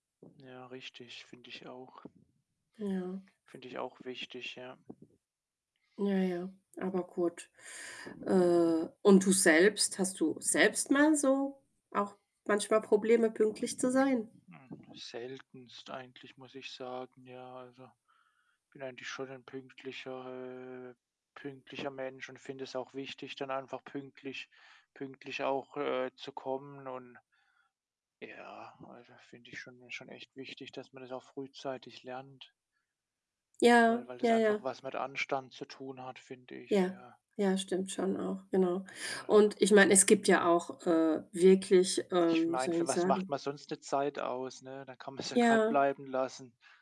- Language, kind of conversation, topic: German, unstructured, Wie stehst du zu Menschen, die ständig zu spät kommen?
- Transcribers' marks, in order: other background noise; static